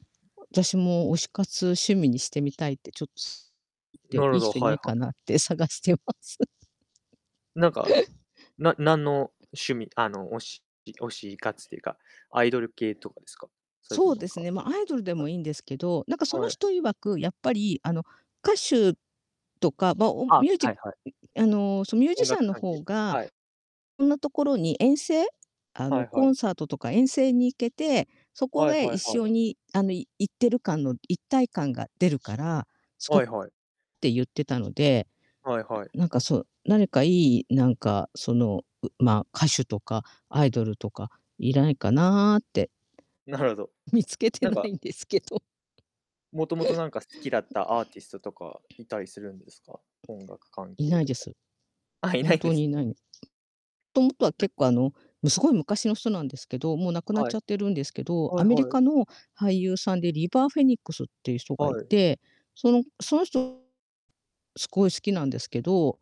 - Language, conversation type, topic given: Japanese, unstructured, 挑戦してみたい新しい趣味はありますか？
- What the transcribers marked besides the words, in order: laughing while speaking: "探してます"; laughing while speaking: "見つけてないんですけど"; distorted speech